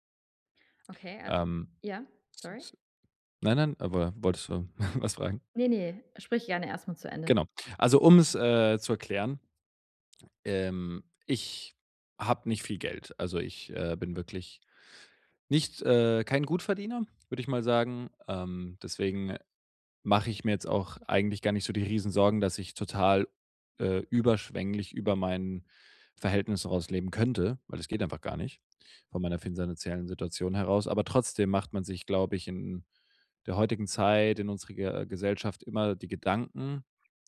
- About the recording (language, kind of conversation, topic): German, advice, Wie kann ich im Alltag bewusster und nachhaltiger konsumieren?
- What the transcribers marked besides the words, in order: unintelligible speech; chuckle; "finanziellen" said as "finzanziellen"